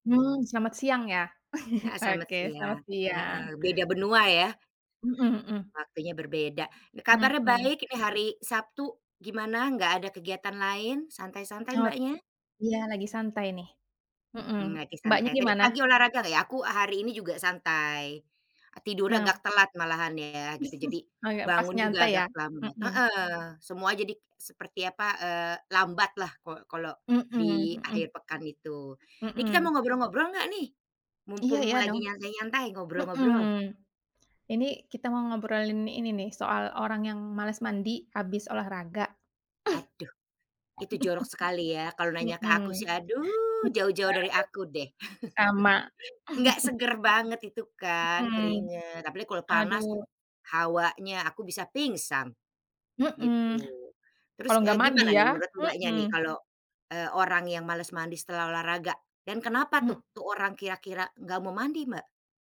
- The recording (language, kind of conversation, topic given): Indonesian, unstructured, Apa pendapatmu tentang kebiasaan orang yang malas mandi setelah berolahraga?
- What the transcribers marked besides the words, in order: chuckle; other background noise; chuckle; stressed: "aduh"; laugh; chuckle